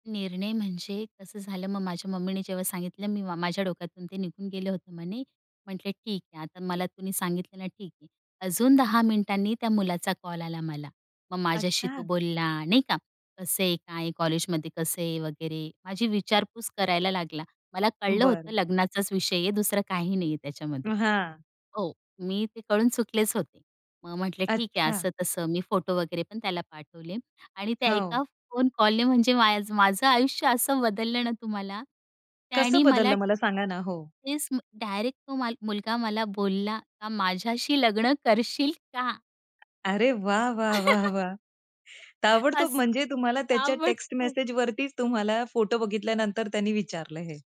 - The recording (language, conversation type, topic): Marathi, podcast, एका फोन कॉलने तुमचं आयुष्य कधी बदललं आहे का?
- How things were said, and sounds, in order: tapping; laughing while speaking: "वाह, वाह!"; chuckle; laughing while speaking: "असं. आवडतो"; other background noise